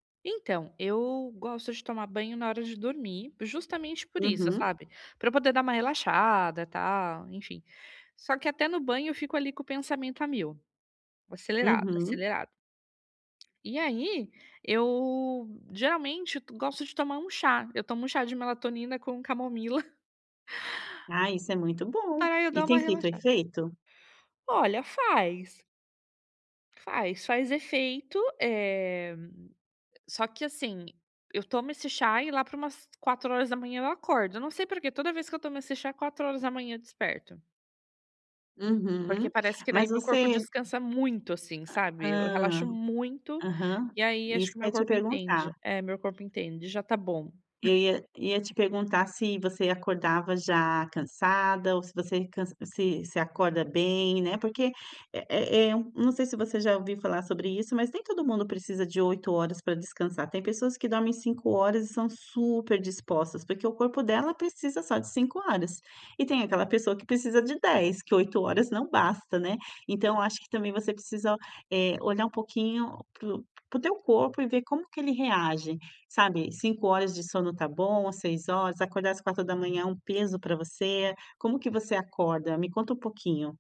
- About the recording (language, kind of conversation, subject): Portuguese, advice, Como posso desacelerar de forma simples antes de dormir?
- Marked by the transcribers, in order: tapping; chuckle; other noise; chuckle